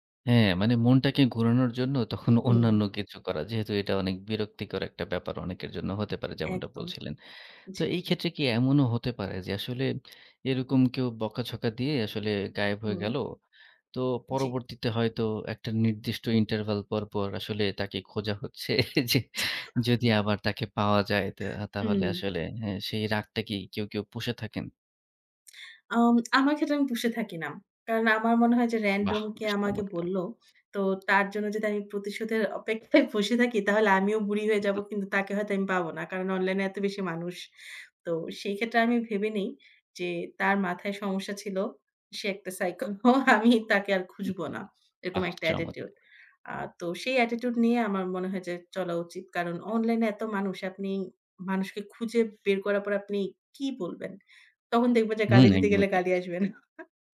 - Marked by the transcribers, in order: laughing while speaking: "যে যদি"; laughing while speaking: "অপেক্ষায় বসে"
- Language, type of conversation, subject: Bengali, podcast, অনলাইনে ভুল বোঝাবুঝি হলে তুমি কী করো?